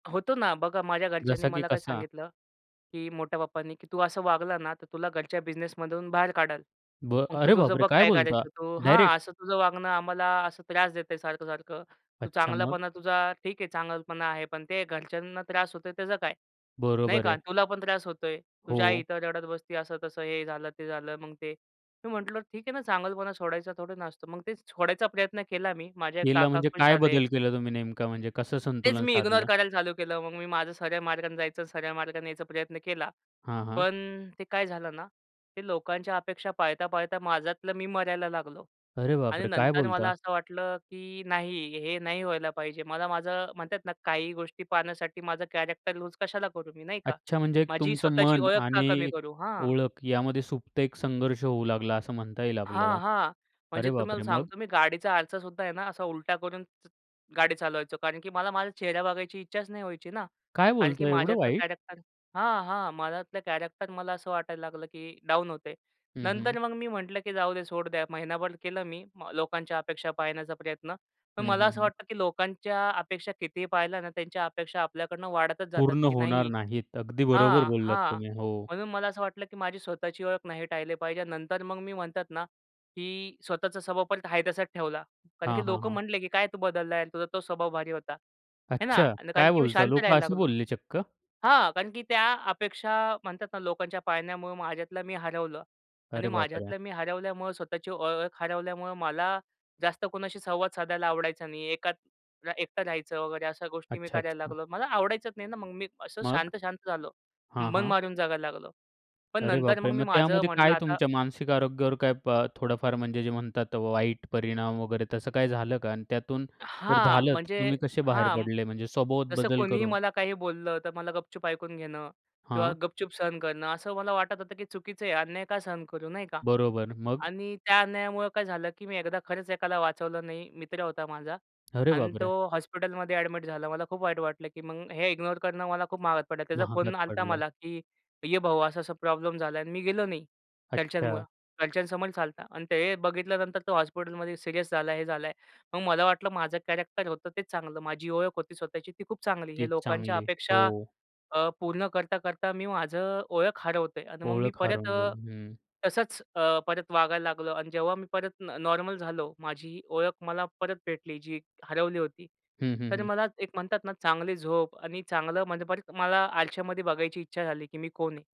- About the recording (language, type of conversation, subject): Marathi, podcast, लोकांच्या अपेक्षा आणि स्वतःची ओळख यांच्यात संतुलन कसे साधावे?
- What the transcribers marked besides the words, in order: surprised: "अरे बापरे! काय बोलता डायरेक्ट?"; surprised: "अरे बापरे! काय बोलता?"; other noise; surprised: "काय बोलताय एवढं वाईट?"; tapping; surprised: "अरे बापरे!"